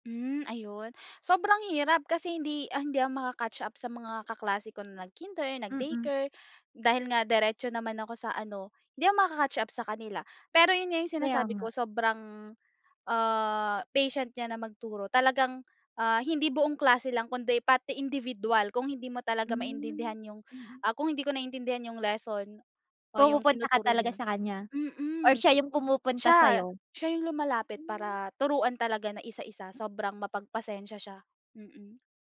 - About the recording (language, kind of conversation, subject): Filipino, podcast, Sino ang pinaka-maimpluwensyang guro mo, at bakit?
- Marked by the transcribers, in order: none